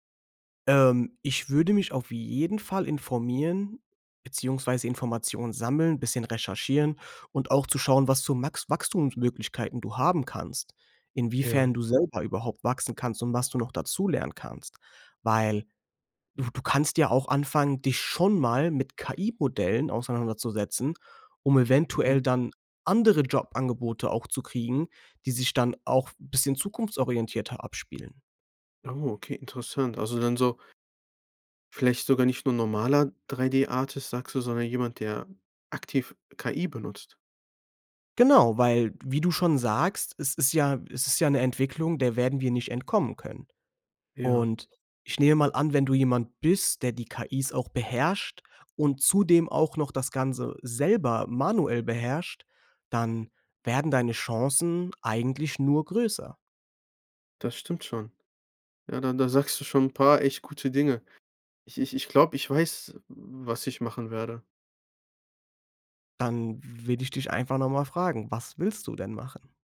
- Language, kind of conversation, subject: German, advice, Wie wäge ich ein Jobangebot gegenüber mehreren Alternativen ab?
- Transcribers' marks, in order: none